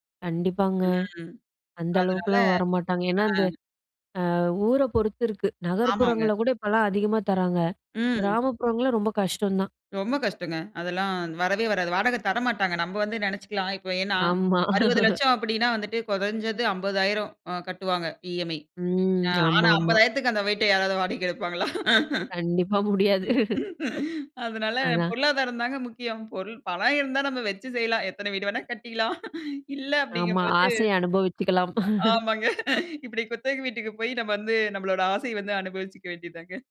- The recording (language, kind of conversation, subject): Tamil, podcast, வீடு வாங்கலாமா அல்லது வாடகை வீட்டிலேயே தொடரலாமா என்று முடிவெடுப்பது எப்படி?
- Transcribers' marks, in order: other background noise; chuckle; "குறைந்தது" said as "கொதஞ்சது"; drawn out: "ம்"; laugh; chuckle; shush; laughing while speaking: "இப்டி குத்தகை வீட்டுக்கு போயி, நம்ம வந்து நம்ளோட ஆசை வந்து அனுபவிச்சுக்க வேண்டியது தாங்க"; chuckle